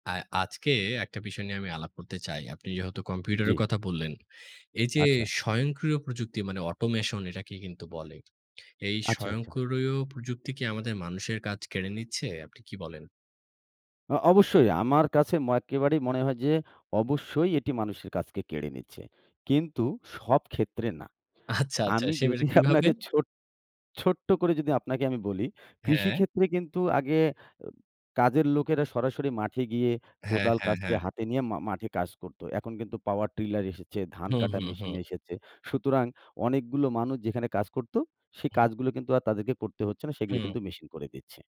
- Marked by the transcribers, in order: in English: "অটোমেশন"; laughing while speaking: "আপনাকে"; laughing while speaking: "আচ্ছা"
- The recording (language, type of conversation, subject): Bengali, unstructured, স্বয়ংক্রিয় প্রযুক্তি কি মানুষের চাকরি কেড়ে নিচ্ছে?